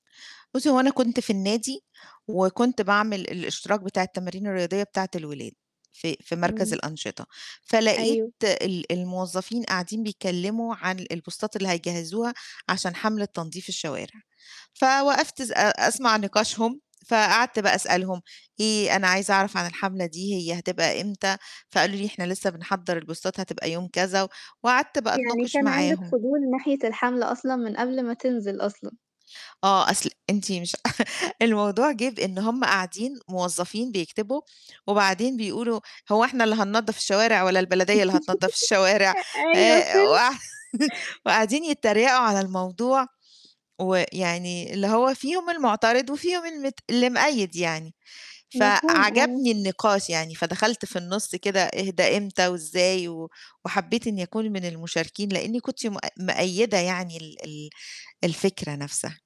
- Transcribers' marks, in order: in English: "البوستات"; in English: "البوستات"; distorted speech; chuckle; laugh; laughing while speaking: "أ أيوه فهمت"; laugh
- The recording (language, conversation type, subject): Arabic, podcast, بتشارك في حملات تنظيف الشوارع؟ ليه أو ليه لأ؟